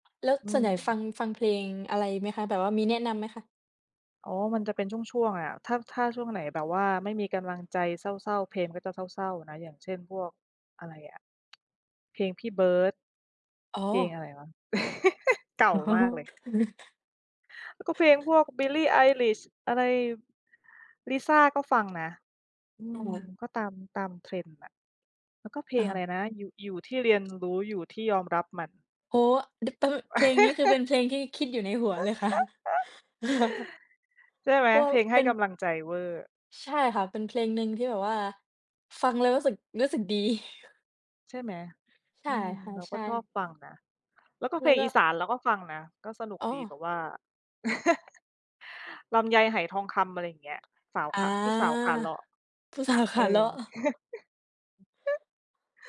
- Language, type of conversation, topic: Thai, unstructured, เพลงโปรดของคุณสื่อสารความรู้สึกอะไรบ้าง?
- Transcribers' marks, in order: tapping; other background noise; tsk; chuckle; laugh; laugh; giggle; chuckle; laugh; laughing while speaking: "สาว"; laugh